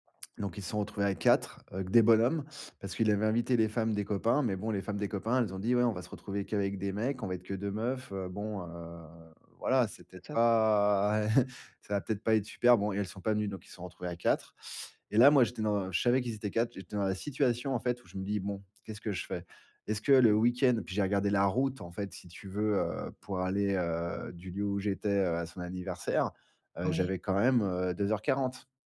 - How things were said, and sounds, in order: drawn out: "pas"; chuckle; stressed: "route"
- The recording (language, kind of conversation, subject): French, podcast, Comment dire non à un ami sans le blesser ?